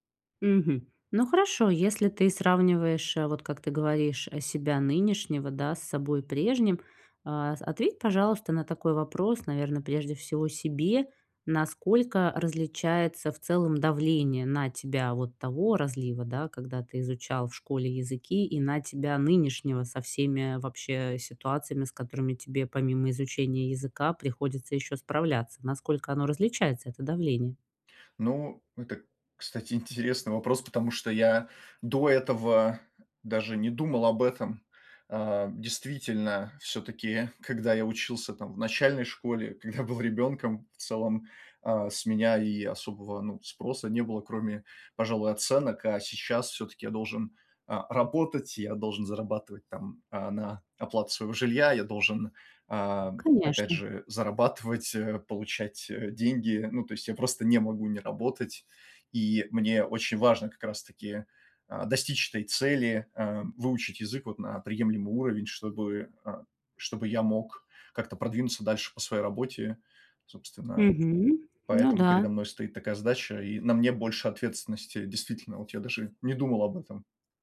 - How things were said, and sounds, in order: tapping; other background noise
- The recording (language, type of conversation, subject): Russian, advice, Как перестать корить себя за отдых и перерывы?